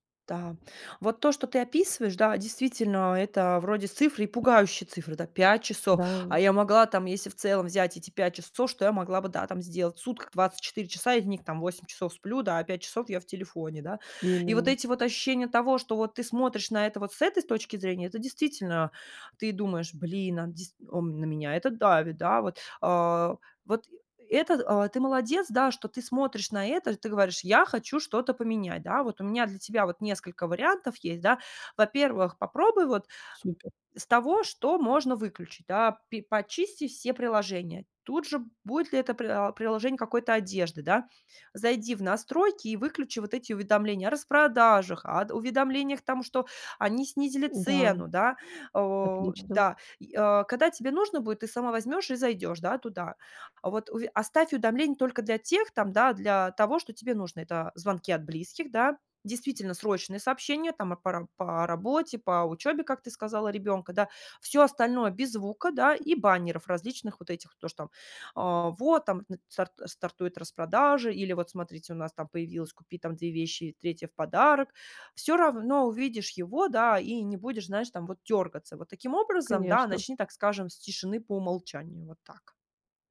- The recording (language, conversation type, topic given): Russian, advice, Как мне сократить уведомления и цифровые отвлечения в повседневной жизни?
- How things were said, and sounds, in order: tapping